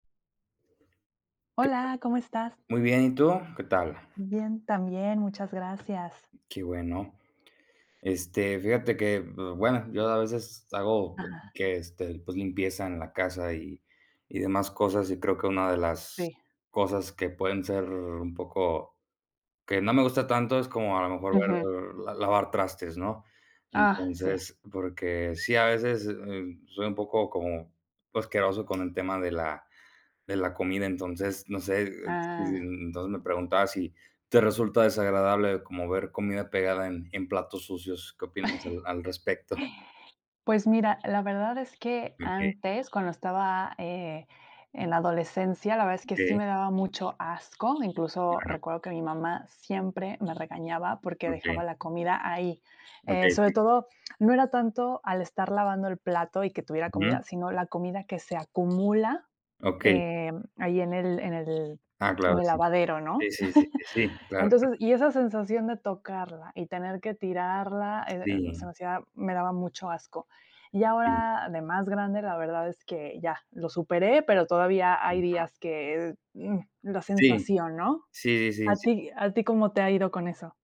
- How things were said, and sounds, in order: tapping; other background noise; chuckle; other noise; chuckle; unintelligible speech
- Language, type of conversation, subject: Spanish, unstructured, ¿Te resulta desagradable ver comida pegada en platos sucios?